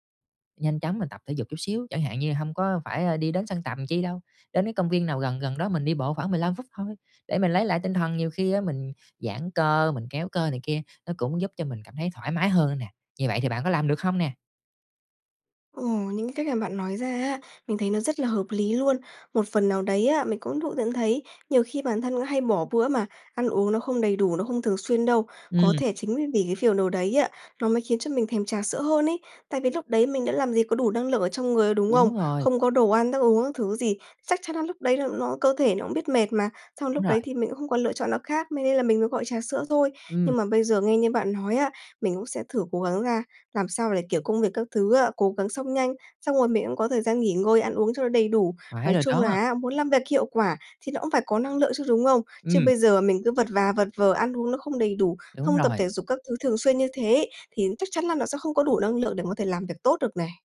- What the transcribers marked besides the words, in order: tapping
- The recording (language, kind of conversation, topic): Vietnamese, advice, Vì sao tôi hay trằn trọc sau khi uống cà phê hoặc rượu vào buổi tối?